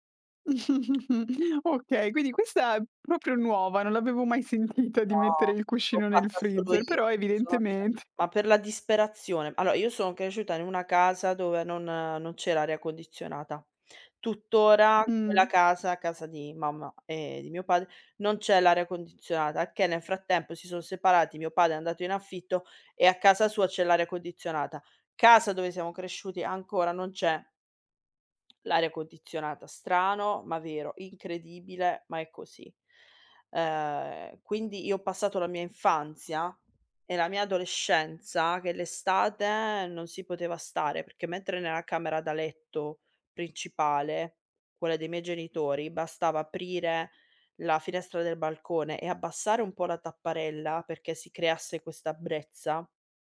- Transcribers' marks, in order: chuckle; other background noise; "Allora" said as "alo"
- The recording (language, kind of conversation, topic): Italian, podcast, Qual è un rito serale che ti rilassa prima di dormire?